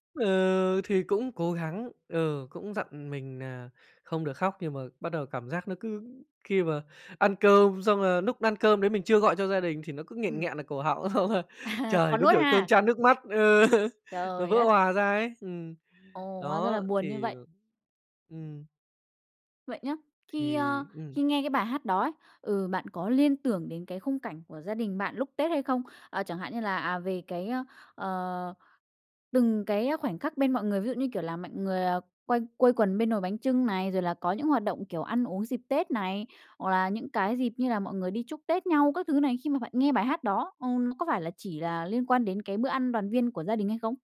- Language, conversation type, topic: Vietnamese, podcast, Bạn đã bao giờ nghe nhạc đến mức bật khóc chưa, kể cho mình nghe được không?
- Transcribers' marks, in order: laughing while speaking: "À"; laugh; laughing while speaking: "Ờ"; tapping